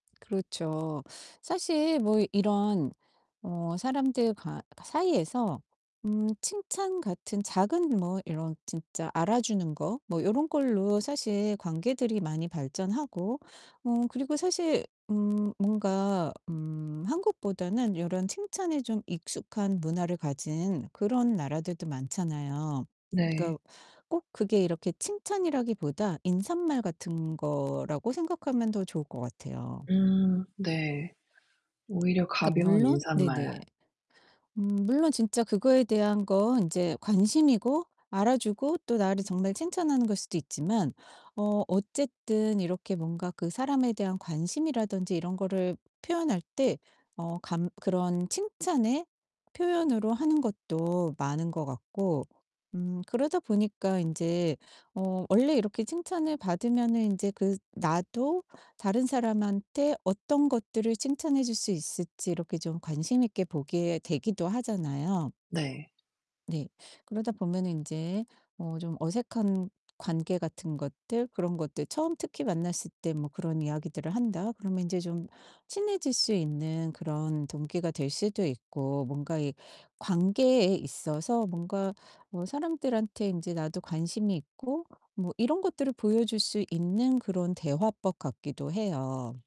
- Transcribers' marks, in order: tapping; distorted speech; other background noise
- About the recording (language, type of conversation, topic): Korean, advice, 칭찬을 받을 때 불편함을 줄이고 감사함을 자연스럽게 표현하려면 어떻게 해야 하나요?